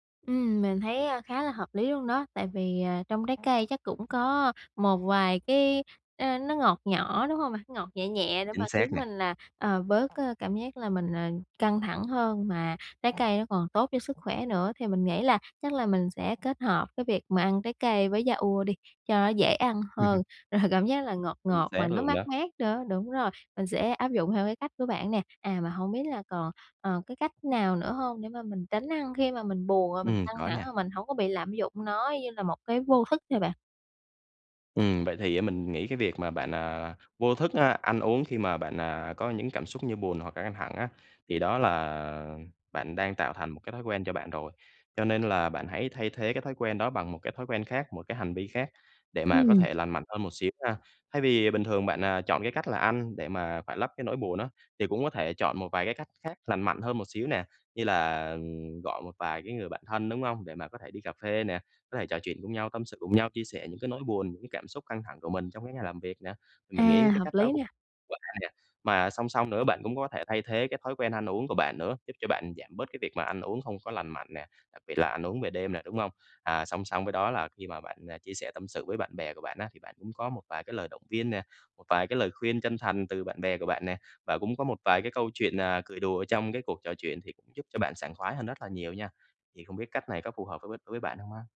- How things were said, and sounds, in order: tapping; "yaourt" said as "ya uơ"; laughing while speaking: "rồi"; laugh; unintelligible speech; other background noise
- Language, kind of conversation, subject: Vietnamese, advice, Làm sao để tránh ăn theo cảm xúc khi buồn hoặc căng thẳng?